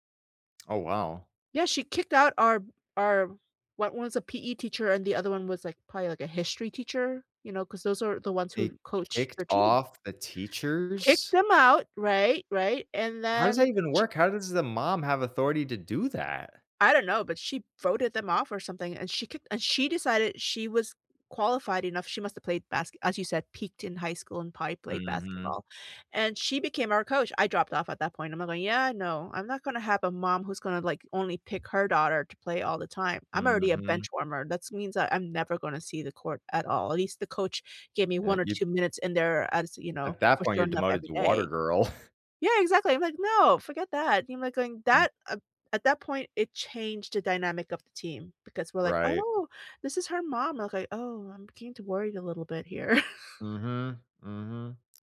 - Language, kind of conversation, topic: English, unstructured, How can I use school sports to build stronger friendships?
- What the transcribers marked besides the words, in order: chuckle; laugh; tapping